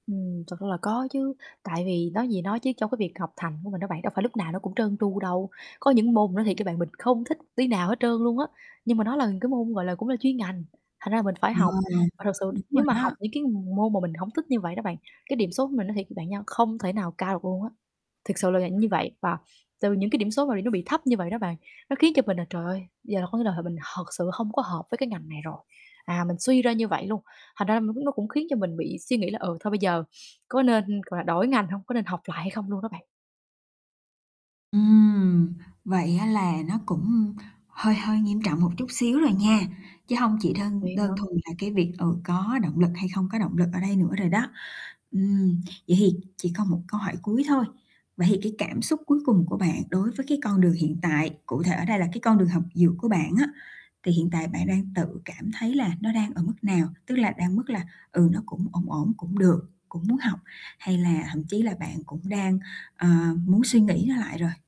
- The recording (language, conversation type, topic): Vietnamese, advice, Làm sao để tăng động lực nội tại thay vì chỉ dựa vào phần thưởng bên ngoài?
- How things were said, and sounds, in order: static; tapping; distorted speech; other background noise